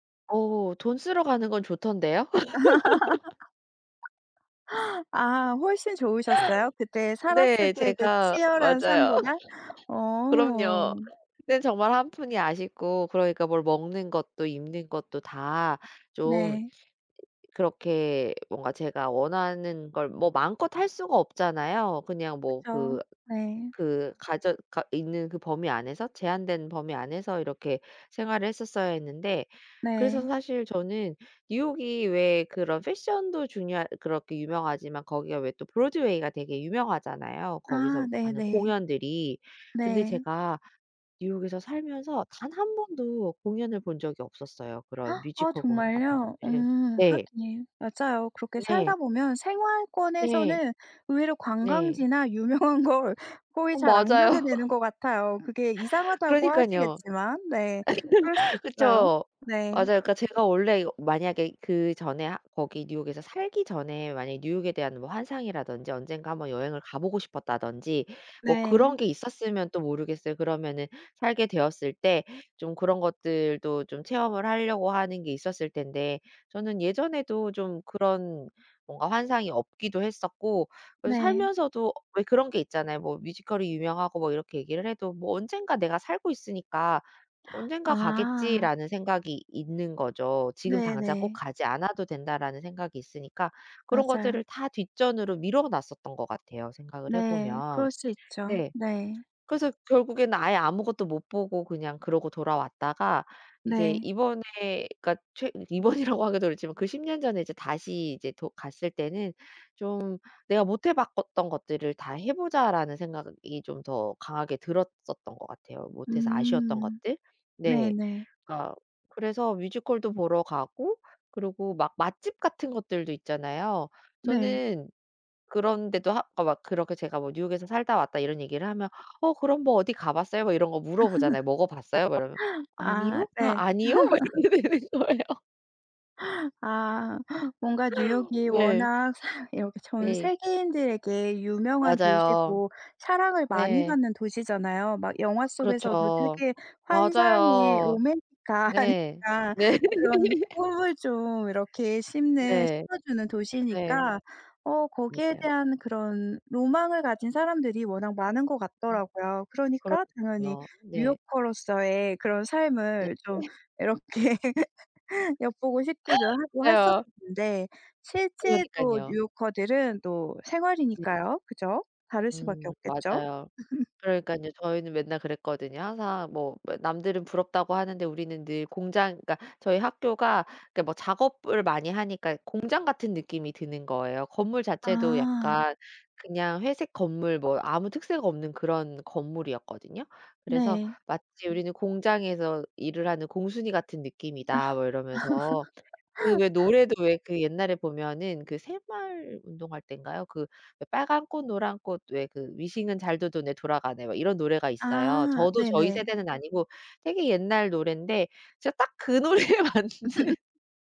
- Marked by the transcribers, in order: laugh; other background noise; laugh; tapping; gasp; laughing while speaking: "유명한 걸"; laugh; laugh; gasp; laughing while speaking: "이번이라고"; laugh; laugh; laughing while speaking: "막 이렇게 되는 거예요"; gasp; laughing while speaking: "로맨틱한"; laughing while speaking: "네"; background speech; laugh; laughing while speaking: "이렇게"; laugh; laugh; laugh; laughing while speaking: "노래에 맞는"; laugh
- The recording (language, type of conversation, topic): Korean, podcast, 가장 기억에 남는 혼자 여행 경험은 무엇인가요?